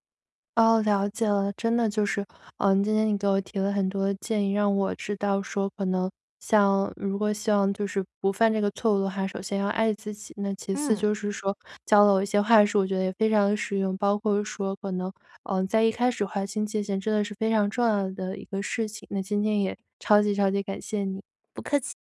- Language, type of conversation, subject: Chinese, advice, 我总是很难说“不”，还经常被别人利用，该怎么办？
- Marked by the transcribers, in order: none